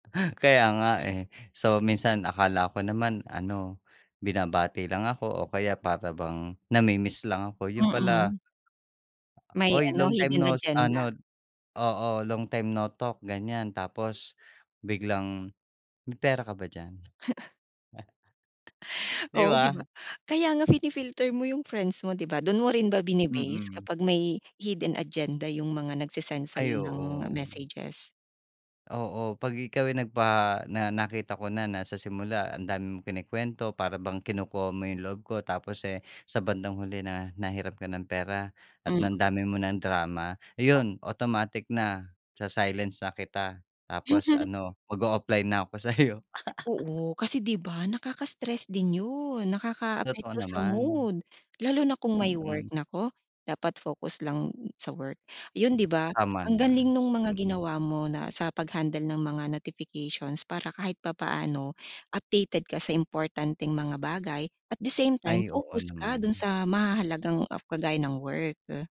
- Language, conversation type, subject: Filipino, podcast, May mga praktikal ka bang payo kung paano mas maayos na pamahalaan ang mga abiso sa telepono?
- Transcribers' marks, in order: chuckle; tapping; "ano" said as "anod"; chuckle; other background noise; chuckle; wind; "ang" said as "nan"; chuckle; chuckle